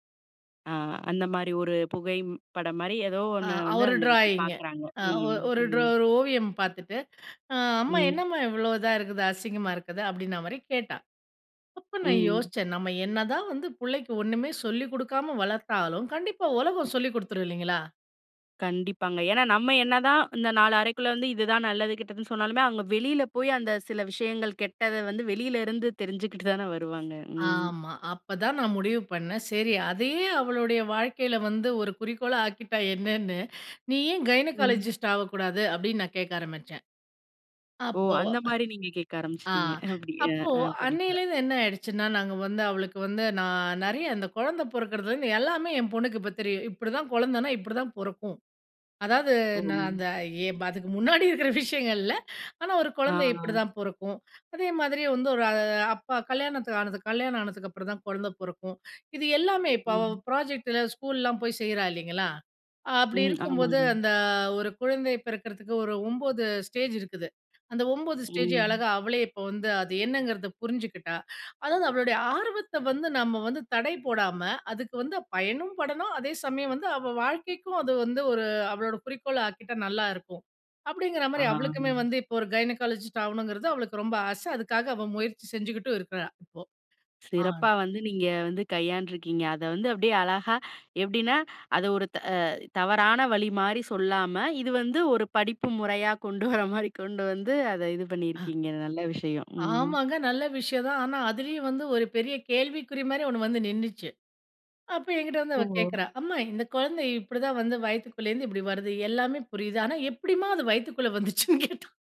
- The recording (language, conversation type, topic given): Tamil, podcast, குழந்தைகள் பிறந்த பிறகு காதல் உறவை எப்படி பாதுகாப்பீர்கள்?
- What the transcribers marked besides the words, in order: other background noise; "புகைப்படம்" said as "புகைம்படம்"; in English: "ட்ராயிங்கு"; in English: "கைனகாலஜிஸ்ட்"; laughing while speaking: "அப்பிடி ஆ, ஆ"; laughing while speaking: "முன்னாடி இருக்கிற விஷயங்கள் இல்ல"; drawn out: "ஒரு"; in English: "ப்ராஜெக்ட்டில"; in English: "கைனகாலஜிஸ்ட்"; laughing while speaking: "முறையா கொண்டு வர்றமாரி கொண்டு வந்து அத இது பண்ணியிருக்கீங்க. நல்ல விஷயம். ம்"; laughing while speaking: "எப்பிடிம்மா அது வயித்துக்குள்ள வந்துச்சுன்னு கேட்டா!"